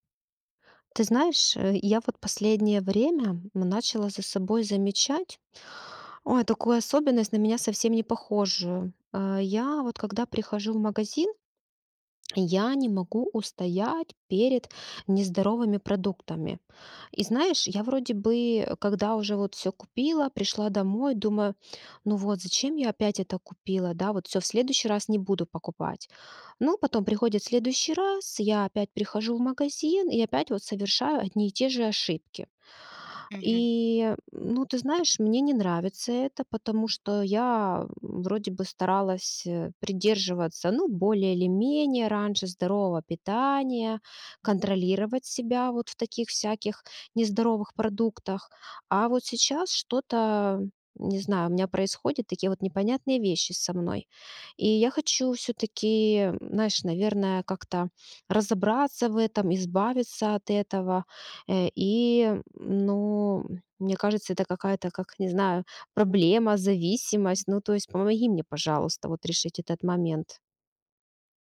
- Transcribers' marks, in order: other background noise; "знаешь" said as "наешь"
- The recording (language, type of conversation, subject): Russian, advice, Почему я не могу устоять перед вредной едой в магазине?